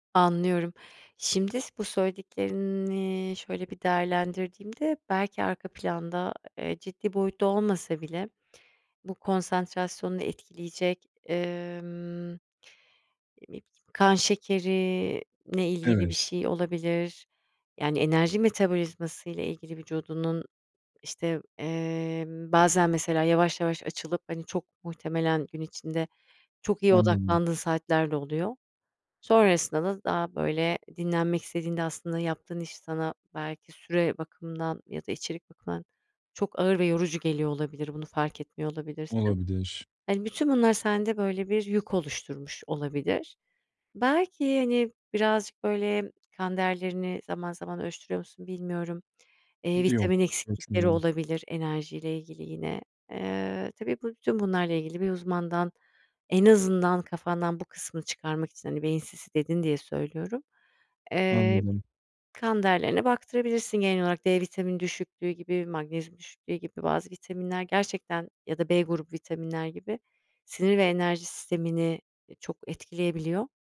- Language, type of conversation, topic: Turkish, advice, Film ya da kitap izlerken neden bu kadar kolay dikkatimi kaybediyorum?
- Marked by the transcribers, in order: other background noise; unintelligible speech